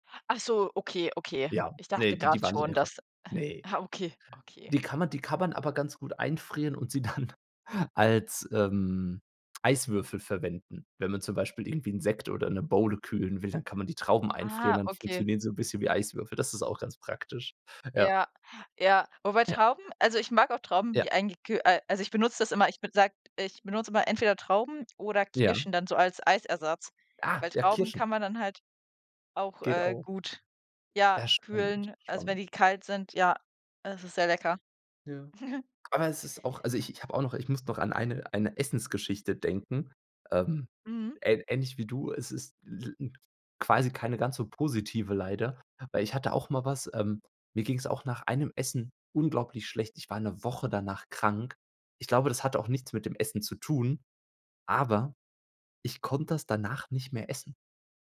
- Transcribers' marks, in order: other background noise; laughing while speaking: "dann"; tapping; giggle; unintelligible speech
- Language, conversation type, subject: German, unstructured, Hast du eine Erinnerung, die mit einem bestimmten Essen verbunden ist?